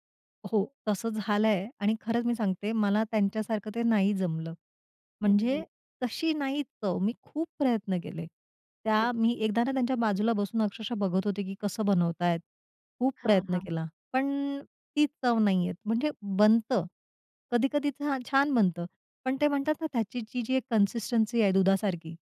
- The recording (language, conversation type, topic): Marathi, podcast, लहानपणीची आठवण जागवणारे कोणते खाद्यपदार्थ तुम्हाला लगेच आठवतात?
- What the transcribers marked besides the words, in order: unintelligible speech; other background noise